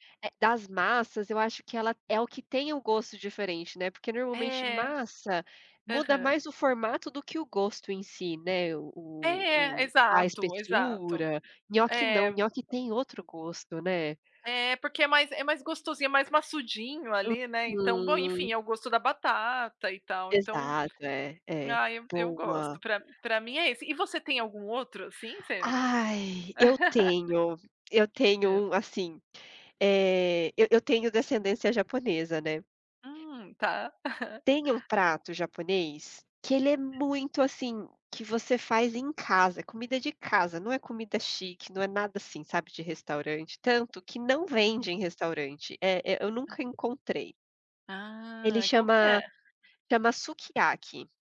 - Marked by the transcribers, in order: laugh; laugh; tapping; in Japanese: "Tamasukiaki"
- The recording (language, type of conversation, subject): Portuguese, unstructured, Qual prato você considera um verdadeiro abraço em forma de comida?